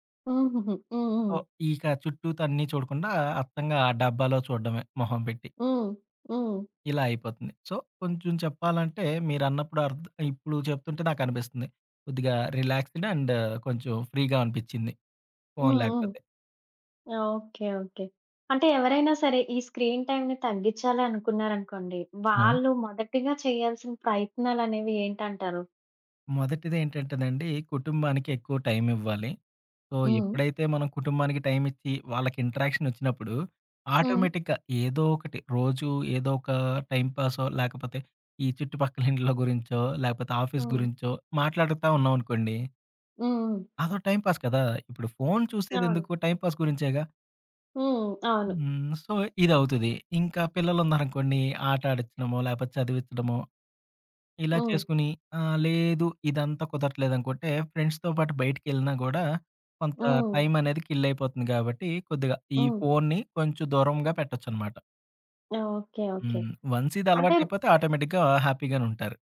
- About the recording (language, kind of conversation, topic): Telugu, podcast, ఆన్‌లైన్, ఆఫ్‌లైన్ మధ్య సమతుల్యం సాధించడానికి సులభ మార్గాలు ఏవిటి?
- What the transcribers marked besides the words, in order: in English: "సో"; in English: "రిలాక్సేడ్ అండ్"; in English: "ఫ్రీ‌గా"; in English: "స్క్రీన్"; in English: "సో"; in English: "ఇంటరాక్షన్"; in English: "ఆటోమేటిక్‌గా"; in English: "ఆఫీస్"; tapping; in English: "టైంపాస్"; in English: "టైంపాస్"; in English: "సో"; in English: "ఫ్రెండ్స్‌తో"; in English: "కిల్"; in English: "ఆటోమేటిక్‌గా"